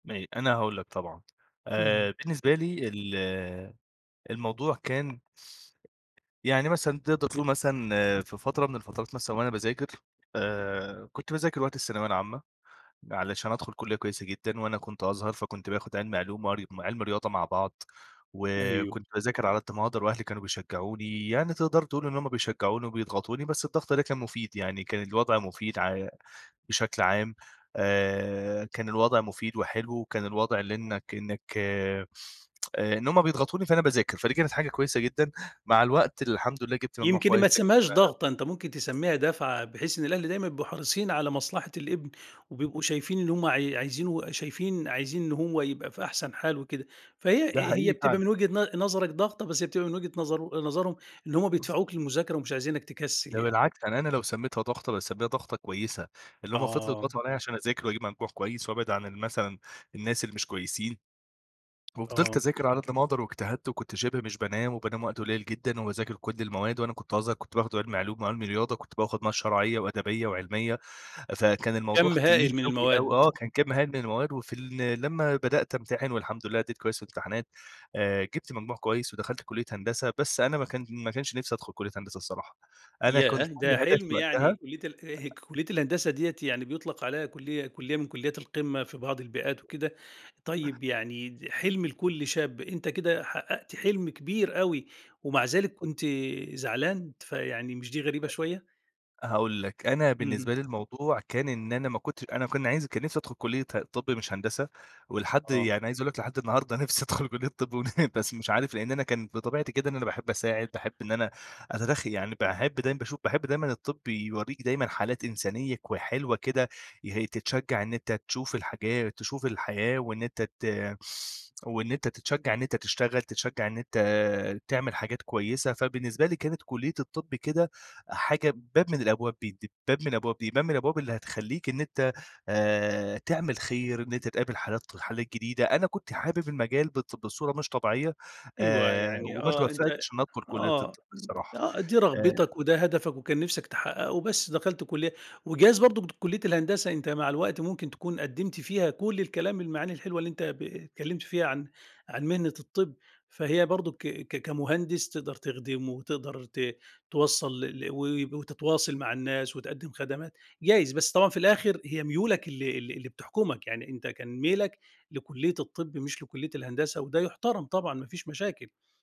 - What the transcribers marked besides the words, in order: tapping; unintelligible speech; unintelligible speech; laughing while speaking: "نِفْسي أدخل كُلِّية طِب، ون بس"; other background noise
- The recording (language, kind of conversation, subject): Arabic, podcast, إزّاي تتعامل مع إحساس الندم على فرص فاتتك؟